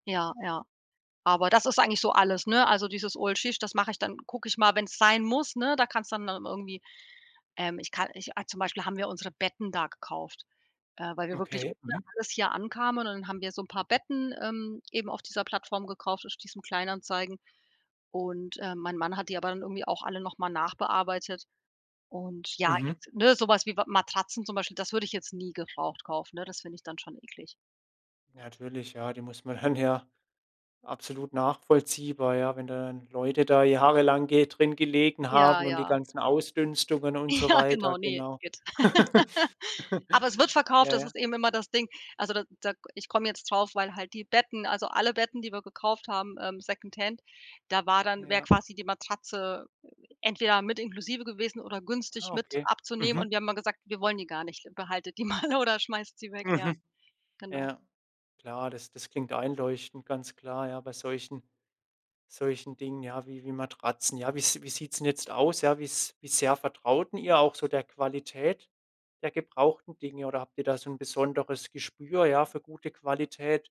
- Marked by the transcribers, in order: unintelligible speech; laughing while speaking: "Ja"; laugh; other background noise; chuckle; tapping; laugh; laughing while speaking: "die mal"
- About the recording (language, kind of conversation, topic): German, podcast, Kaufst du lieber neu oder gebraucht?